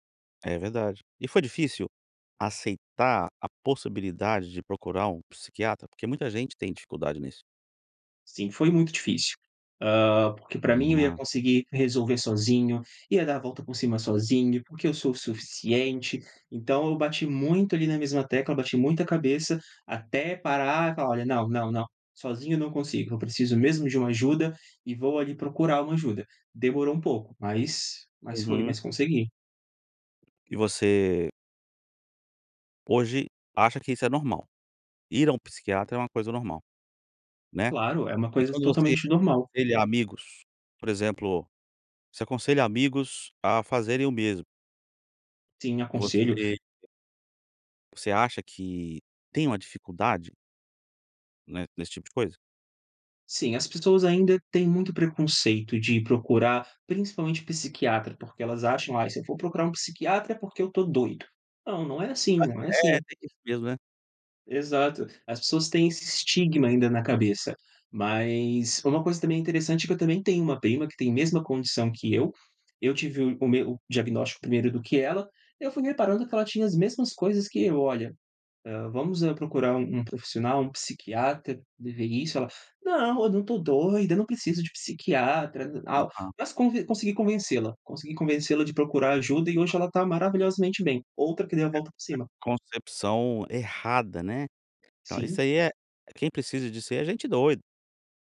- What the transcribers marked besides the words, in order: other background noise
- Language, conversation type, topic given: Portuguese, podcast, Você pode contar sobre uma vez em que deu a volta por cima?